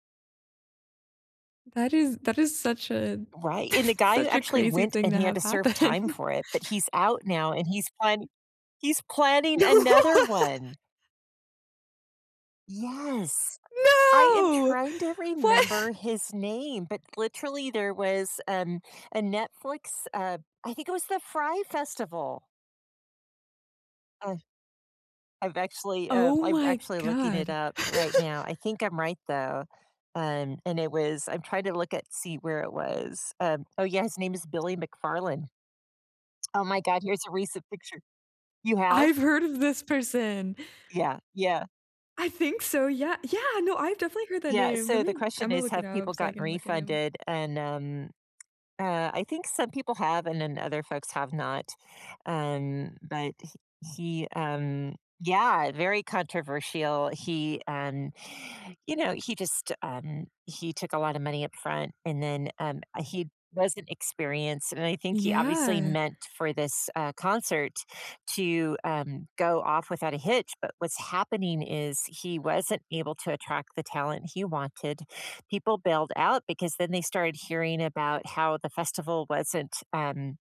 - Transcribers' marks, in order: chuckle; laughing while speaking: "happen"; other background noise; laughing while speaking: "No"; drawn out: "Yes"; surprised: "No! What?"; drawn out: "No!"; laughing while speaking: "What?"; chuckle; tapping; drawn out: "Yeah"
- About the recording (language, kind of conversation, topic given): English, unstructured, What’s a recent celebration or festival you enjoyed hearing about?